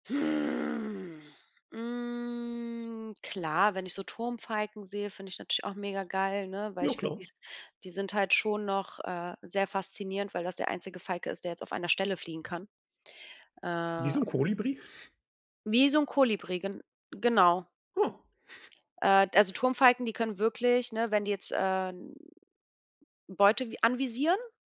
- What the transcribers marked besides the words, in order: angry: "Hm"; snort; surprised: "Oh"; chuckle
- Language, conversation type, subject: German, podcast, Welches Naturerlebnis hat dich einmal sprachlos gemacht?